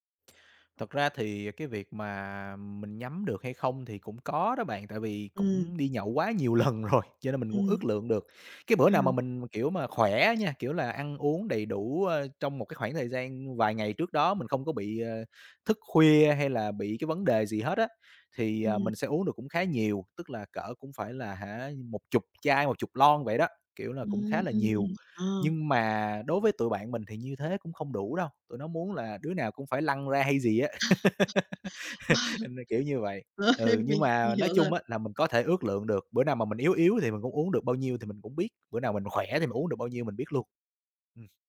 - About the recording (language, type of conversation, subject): Vietnamese, advice, Tôi nên làm gì khi bị bạn bè gây áp lực uống rượu hoặc làm điều mình không muốn?
- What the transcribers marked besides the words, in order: laughing while speaking: "lần rồi"; other background noise; giggle; chuckle; laughing while speaking: "Rồi, mình"